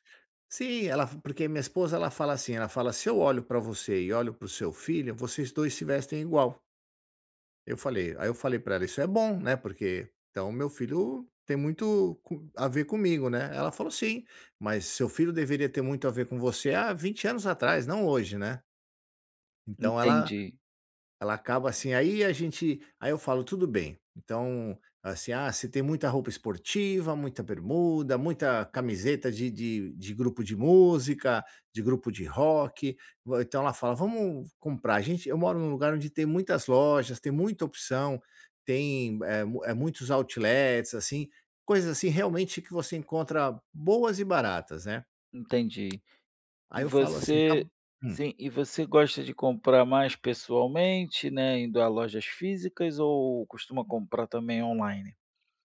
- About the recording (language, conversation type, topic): Portuguese, advice, Como posso encontrar roupas que me sirvam bem e combinem comigo?
- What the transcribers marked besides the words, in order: tapping